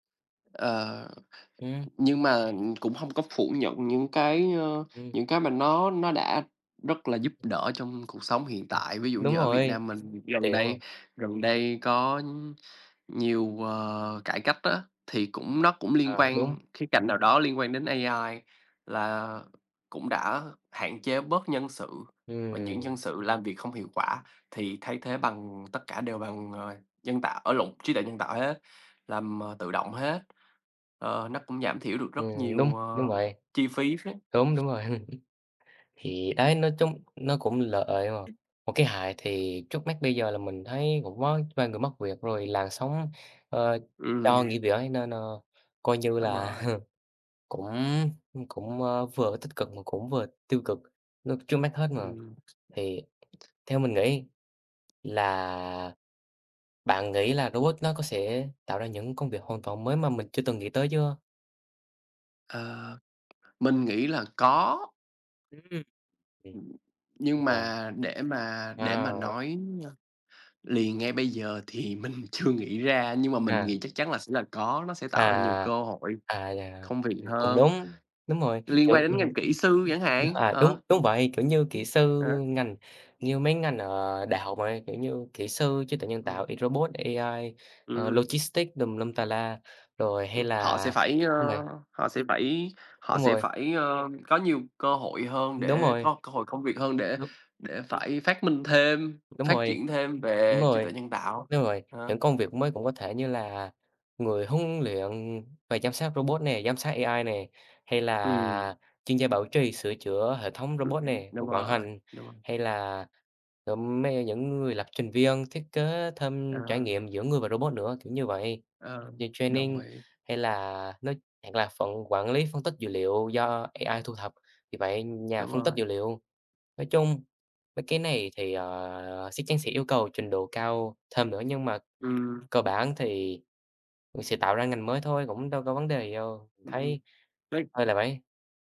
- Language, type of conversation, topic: Vietnamese, unstructured, Bạn nghĩ robot sẽ ảnh hưởng như thế nào đến công việc trong tương lai?
- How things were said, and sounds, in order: tapping; other background noise; chuckle; other noise; chuckle; laughing while speaking: "mình"; unintelligible speech; in English: "logistics"; in English: "training"; unintelligible speech